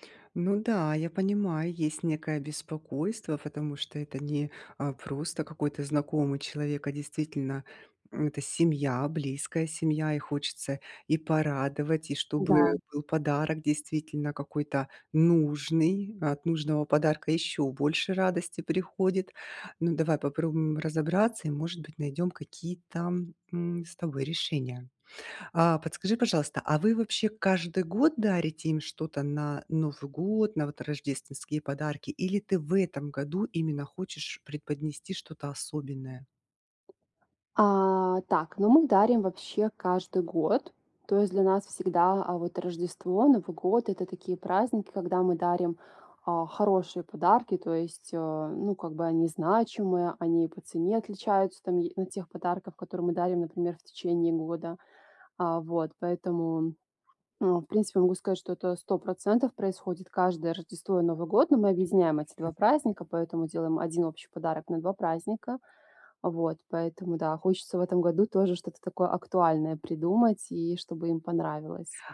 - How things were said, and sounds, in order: background speech; tapping
- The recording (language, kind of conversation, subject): Russian, advice, Как выбрать подарок близкому человеку и не бояться, что он не понравится?
- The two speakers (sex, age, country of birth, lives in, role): female, 30-34, Belarus, Italy, user; female, 40-44, Russia, Italy, advisor